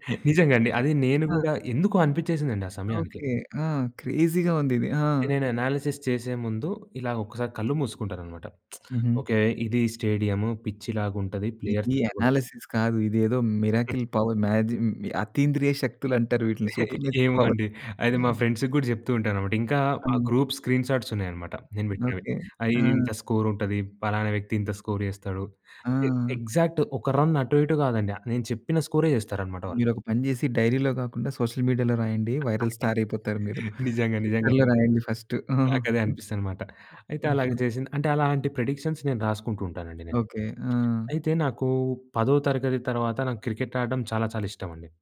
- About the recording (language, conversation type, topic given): Telugu, podcast, కుటుంబం, స్నేహితుల అభిప్రాయాలు మీ నిర్ణయాన్ని ఎలా ప్రభావితం చేస్తాయి?
- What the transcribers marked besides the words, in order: chuckle; in English: "క్రేజీగా"; other background noise; in English: "అనాలిసిస్"; lip smack; in English: "స్టేడియం, పిట్చ్"; in English: "ప్లేయర్స్"; in English: "ఎనాలిసిస్"; in English: "మిరాకిల్ పవర్"; other noise; chuckle; in English: "సూపర్ న్యాచురల్ పవర్"; in English: "ఫ్రెండ్స్‌కి"; in English: "గ్రూప్ స్క్రీన్ షాట్స్"; in English: "స్కోర్"; in English: "స్కోర్"; in English: "ఎగ్జాక్ట్"; in English: "రన్"; in English: "సోషల్ మీడియాలో"; laugh; in English: "వైరల్ స్టార్"; in English: "ట్విట్టర్‌లో"; in English: "ఫస్ట్"; in English: "ప్రిడిక్షన్స్"